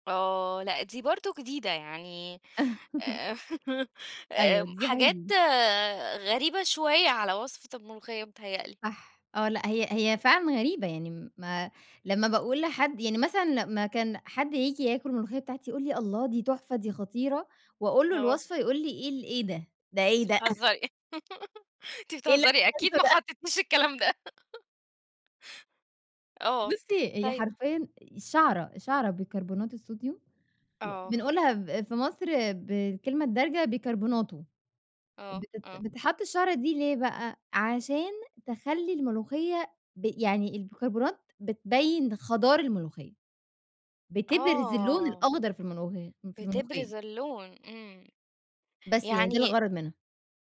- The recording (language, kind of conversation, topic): Arabic, podcast, إيه أكتر طبق بتحبه في البيت وليه بتحبه؟
- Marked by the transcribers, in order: laugh; laugh; laughing while speaking: "أنتِ بتهزّري أكيد ما حطّيتيش الكلام ده؟"; unintelligible speech; laugh